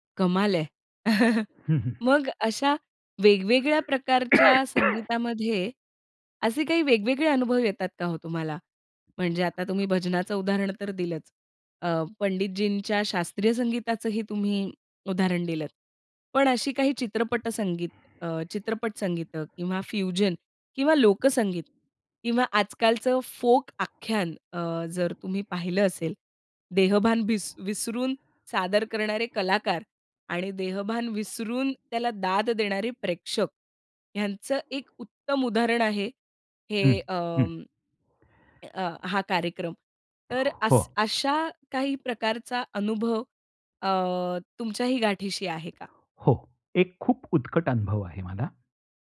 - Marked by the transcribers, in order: chuckle; cough; tapping; other background noise; in English: "फ्युजन"; in English: "फोक"
- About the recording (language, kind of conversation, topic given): Marathi, podcast, संगीताच्या लयींत हरवण्याचा तुमचा अनुभव कसा असतो?